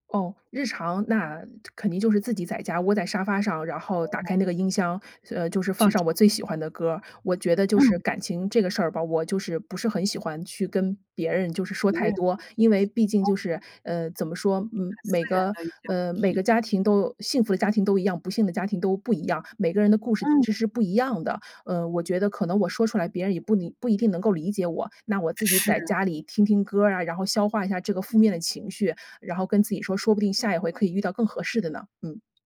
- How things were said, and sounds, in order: unintelligible speech; other background noise; unintelligible speech
- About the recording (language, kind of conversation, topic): Chinese, podcast, 失恋后你会把歌单彻底换掉吗？